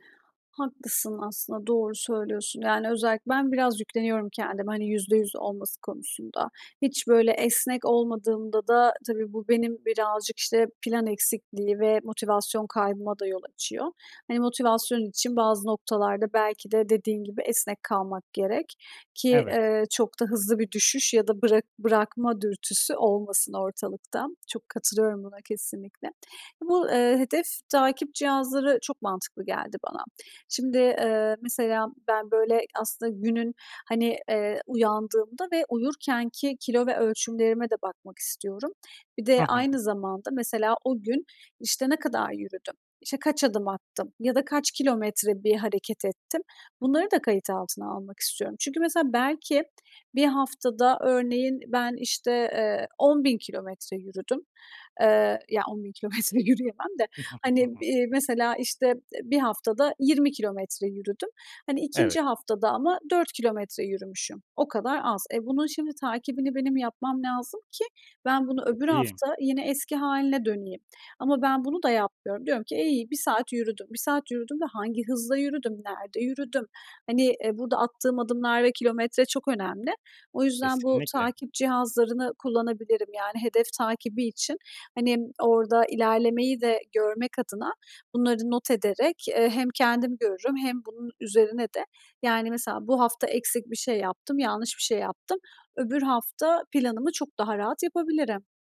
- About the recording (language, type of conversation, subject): Turkish, advice, Hedeflerimdeki ilerlemeyi düzenli olarak takip etmek için nasıl bir plan oluşturabilirim?
- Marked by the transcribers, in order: laughing while speaking: "yürüyemem de"; giggle